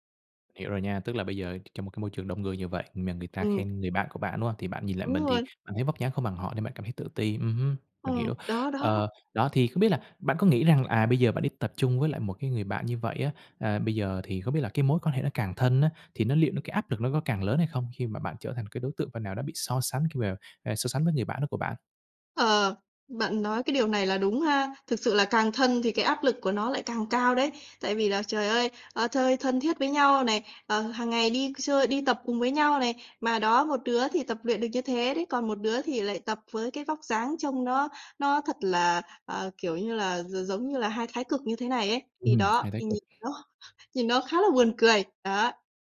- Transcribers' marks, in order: other background noise; "chơi" said as "thơi"; tapping; chuckle
- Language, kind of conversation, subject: Vietnamese, advice, Làm thế nào để bớt tự ti về vóc dáng khi tập luyện cùng người khác?